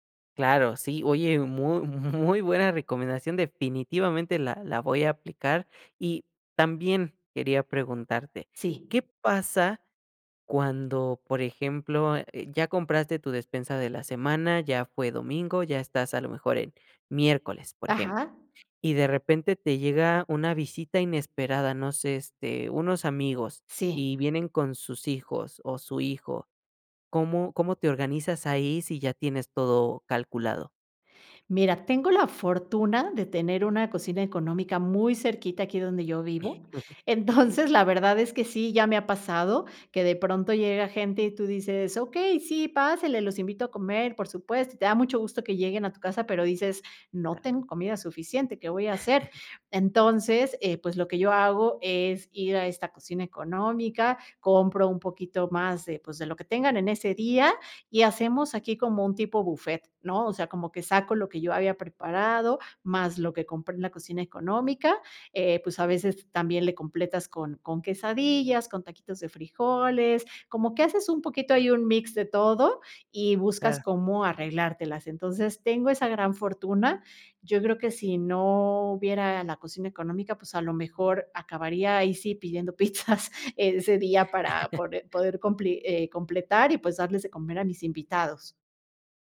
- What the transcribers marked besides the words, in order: laughing while speaking: "muy"; chuckle; laughing while speaking: "Entonces"; chuckle; laughing while speaking: "pizzas"; chuckle
- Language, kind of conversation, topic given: Spanish, podcast, ¿Cómo te organizas para comer más sano sin complicarte?